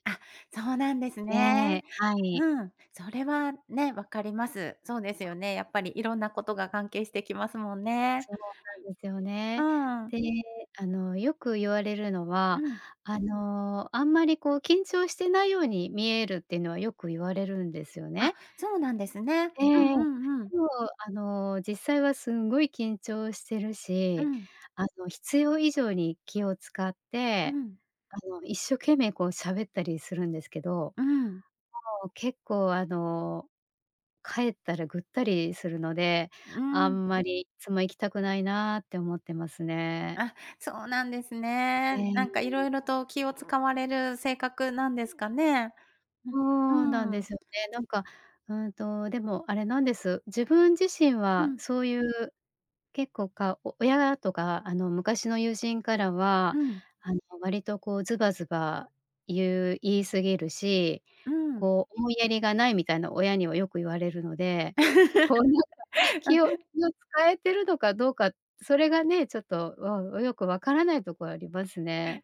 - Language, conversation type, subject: Japanese, advice, 飲み会や集まりで緊張して楽しめないのはなぜですか？
- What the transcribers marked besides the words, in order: unintelligible speech; other background noise; laughing while speaking: "こうなんか"; chuckle; unintelligible speech